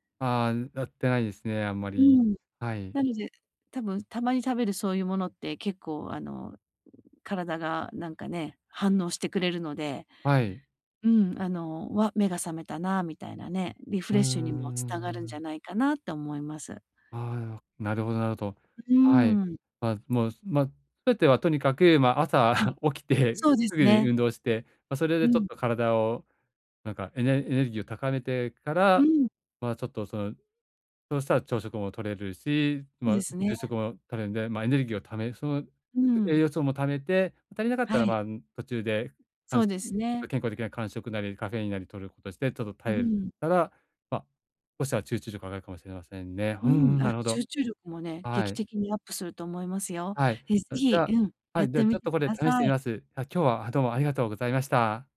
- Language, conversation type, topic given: Japanese, advice, 日中のエネルギーレベルを一日中安定させるにはどうすればいいですか？
- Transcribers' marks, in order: other noise; laughing while speaking: "朝起きて"